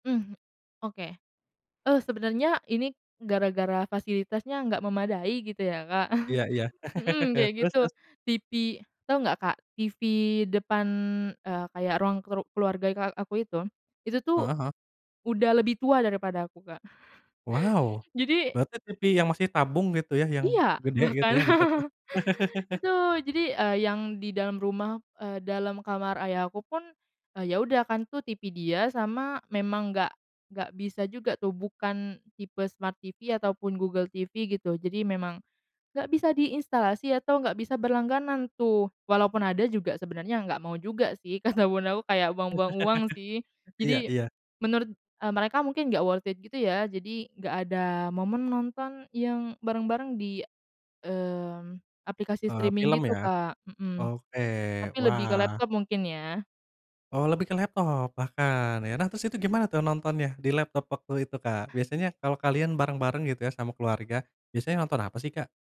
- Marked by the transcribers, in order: chuckle; chuckle; chuckle; in English: "Smart TV"; laughing while speaking: "kata"; chuckle; in English: "worth it"; in English: "streaming"
- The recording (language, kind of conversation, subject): Indonesian, podcast, Apa pengaruh pandemi terhadap kebiasaan menonton televisi menurutmu?